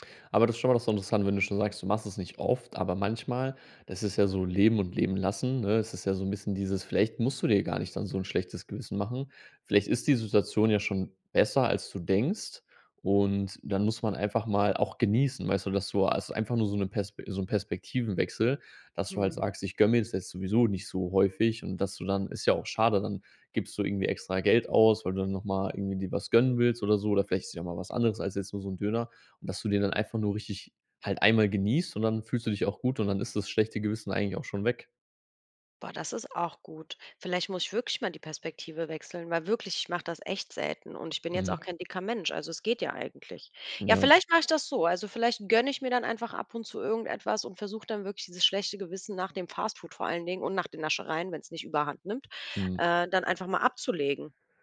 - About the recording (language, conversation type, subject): German, advice, Wie fühlt sich dein schlechtes Gewissen an, nachdem du Fastfood oder Süßigkeiten gegessen hast?
- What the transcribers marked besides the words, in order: none